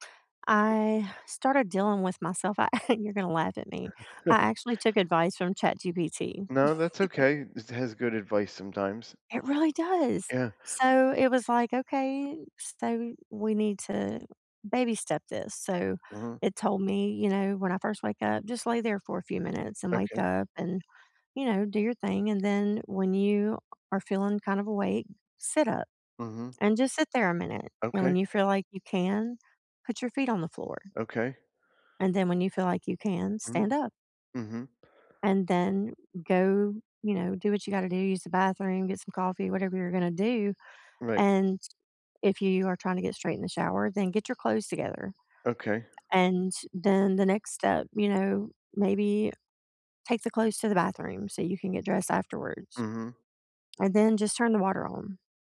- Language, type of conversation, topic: English, unstructured, How can I respond when people judge me for anxiety or depression?
- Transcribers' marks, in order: other background noise; chuckle; chuckle